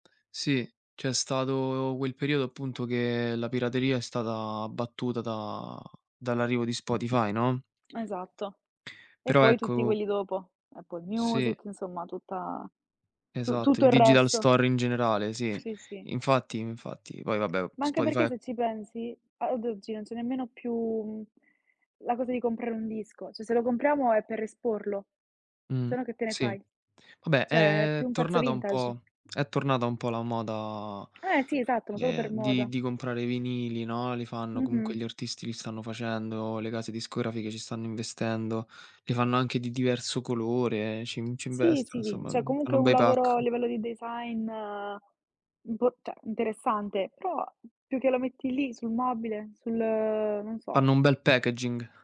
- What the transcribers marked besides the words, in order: drawn out: "stato"; tapping; in English: "digital store"; "cioè" said as "ceh"; "cioè" said as "ceh"; in English: "vintage"; other background noise; in English: "pack"; drawn out: "design"; "cioè" said as "ceh"; in English: "packaging"
- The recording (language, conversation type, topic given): Italian, unstructured, Perché alcune canzoni diventano inni generazionali?